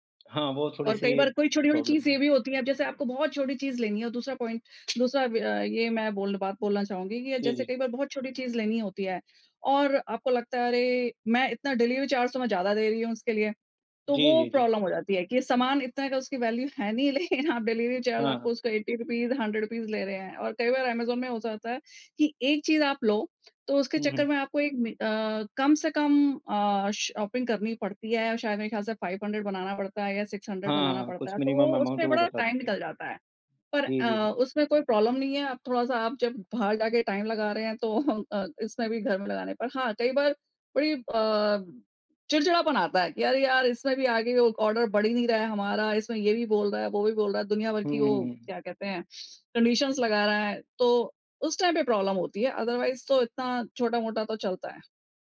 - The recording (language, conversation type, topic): Hindi, unstructured, आप ऑनलाइन खरीदारी करना पसंद करेंगे या बाज़ार जाकर खरीदारी करना पसंद करेंगे?
- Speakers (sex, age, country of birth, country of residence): female, 45-49, India, India; male, 40-44, India, India
- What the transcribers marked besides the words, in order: tapping; in English: "प्रॉब्लम"; in English: "पॉइंट"; in English: "डिलीवरी चार्ज"; in English: "प्रॉब्लम"; in English: "वैल्यू"; laughing while speaking: "लेकिन आप"; in English: "डिलीवरी चार्ज"; in English: "एटी रुपीज़ हंड्रेड रूपीज़"; in English: "शॉपिंग"; in English: "फाइव हंड्रेड"; in English: "सिक्स हंड्रेड"; in English: "मिनिमम अमाउंट"; in English: "टाइम"; in English: "प्रॉब्लम"; in English: "टाइम"; laughing while speaking: "तो"; in English: "ऑर्डर"; other background noise; in English: "कंडीशन्स"; in English: "टाइम"; in English: "प्रॉब्लम"; in English: "अदरवाइज़"